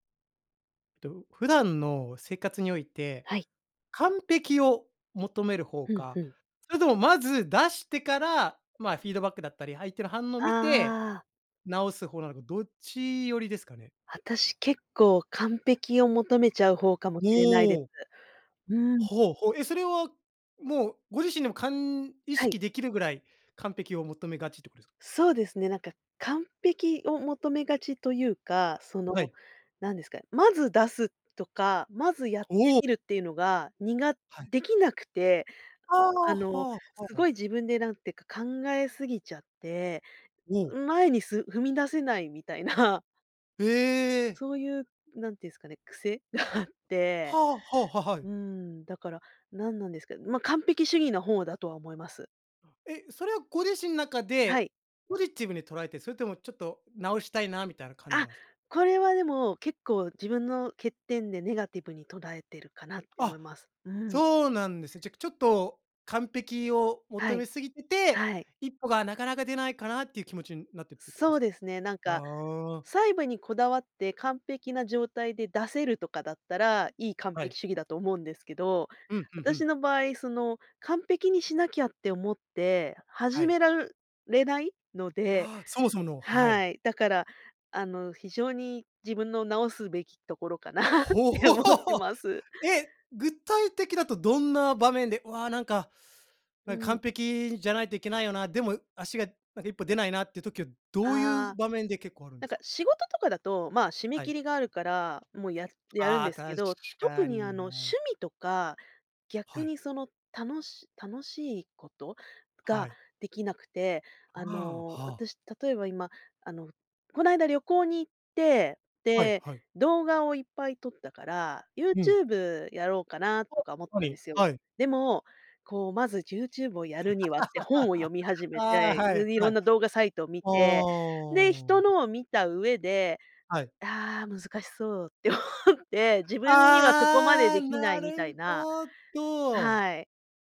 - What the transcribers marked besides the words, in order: tapping; laughing while speaking: "みたいな"; laughing while speaking: "あって"; laughing while speaking: "かなって思ってます"; laughing while speaking: "ほ"; laugh; laughing while speaking: "思って"
- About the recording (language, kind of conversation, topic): Japanese, podcast, 完璧を目指すべきか、まずは出してみるべきか、どちらを選びますか？